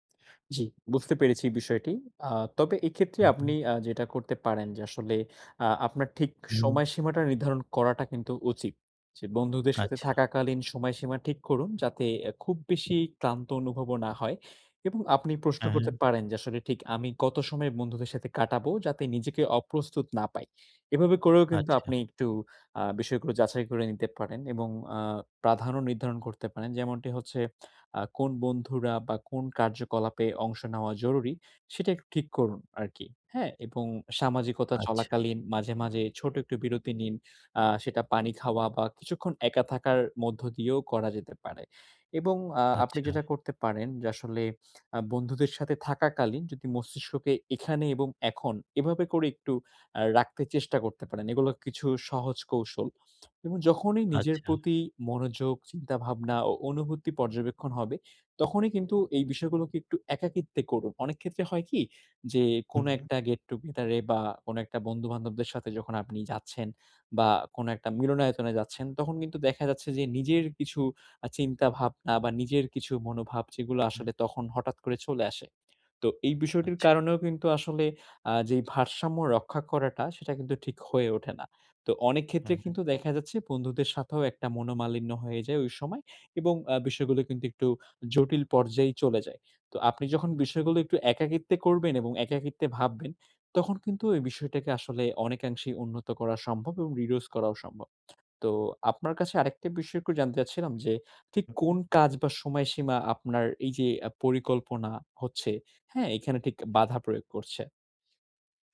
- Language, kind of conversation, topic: Bengali, advice, সামাজিকতা এবং একাকীত্বের মধ্যে কীভাবে সঠিক ভারসাম্য বজায় রাখব?
- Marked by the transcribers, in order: in English: "reduce"